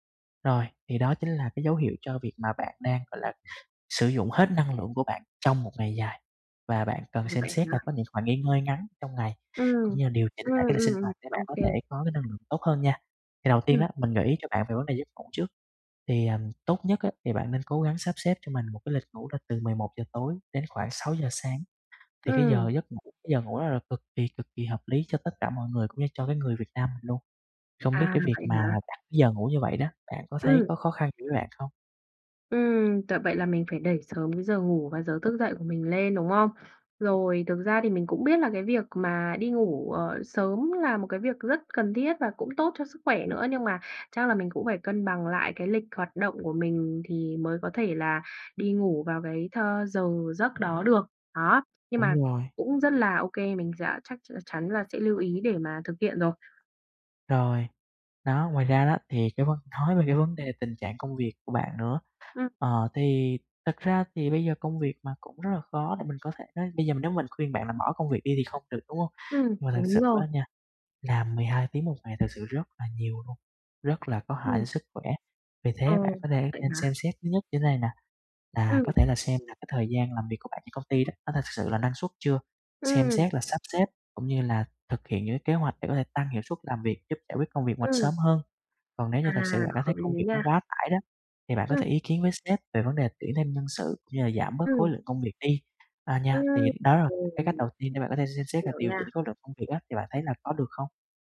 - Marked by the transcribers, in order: other background noise; tapping
- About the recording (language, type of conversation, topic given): Vietnamese, advice, Khi nào tôi cần nghỉ tập nếu cơ thể có dấu hiệu mệt mỏi?